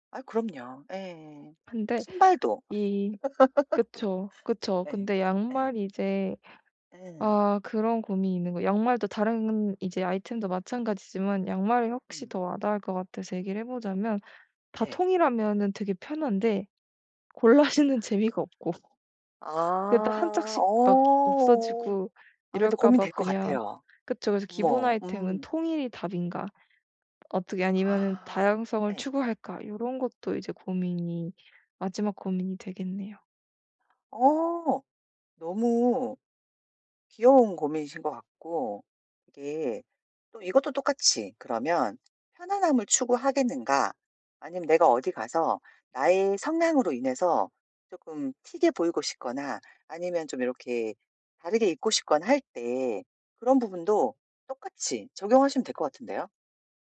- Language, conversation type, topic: Korean, advice, 옷장을 정리하고 기본 아이템을 효율적으로 갖추려면 어떻게 시작해야 할까요?
- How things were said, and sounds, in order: tapping; laugh; laughing while speaking: "골라"; other background noise